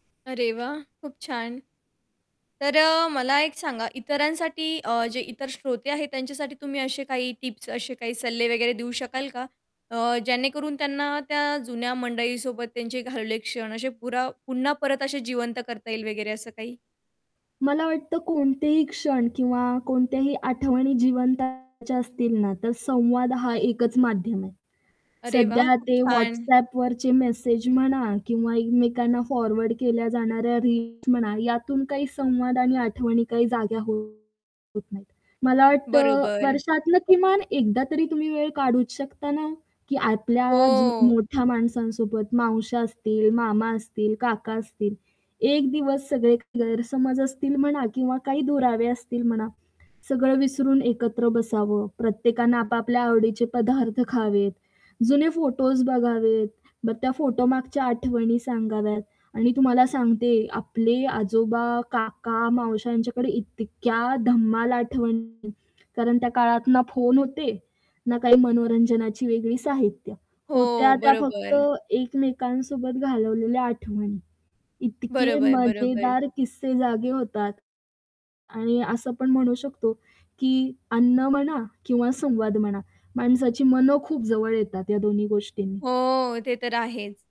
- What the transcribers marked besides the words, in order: static; distorted speech; other background noise; in English: "फॉरवर्ड"
- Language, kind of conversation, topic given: Marathi, podcast, तुमच्या जवळच्या मंडळींसोबत घालवलेला तुमचा सर्वात आठवणीय अनुभव कोणता आहे?